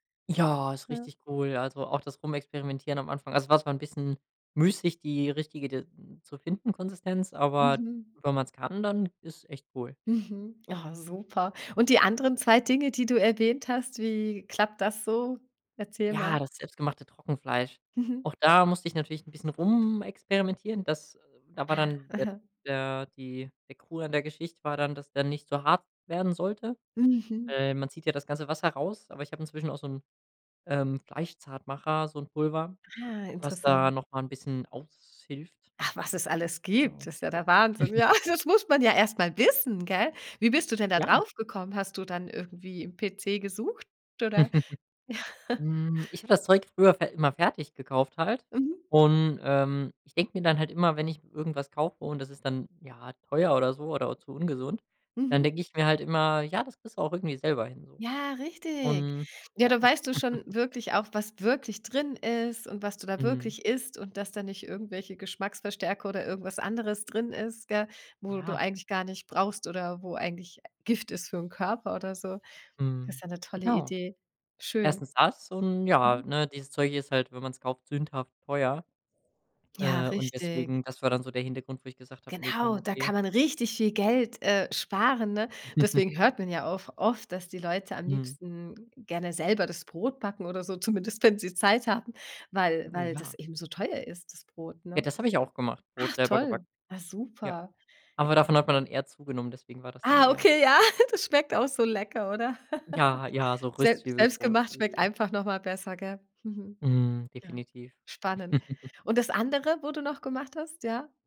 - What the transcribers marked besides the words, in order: "Krux" said as "Krou"; other background noise; chuckle; laughing while speaking: "Ja"; stressed: "wissen"; chuckle; laughing while speaking: "Ja"; chuckle; chuckle; stressed: "wirklich"; stressed: "richtig"; chuckle; joyful: "zumindest wenn sie Zeit haben"; other noise; laughing while speaking: "ja"; laugh; chuckle
- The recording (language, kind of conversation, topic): German, podcast, Wie entwickelst du eigene Rezepte?